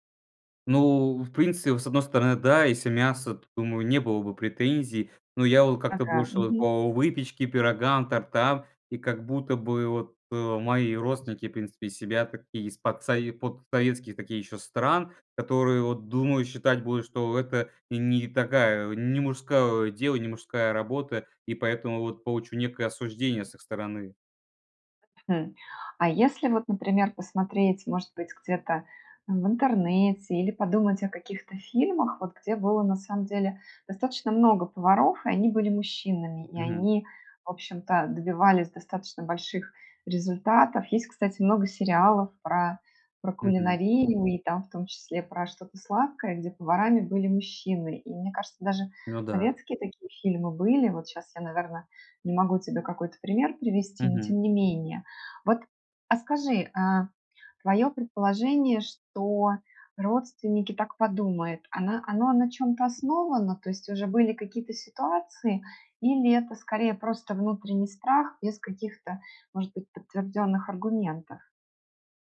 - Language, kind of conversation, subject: Russian, advice, Почему я скрываю своё хобби или увлечение от друзей и семьи?
- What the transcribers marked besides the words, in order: other background noise; cough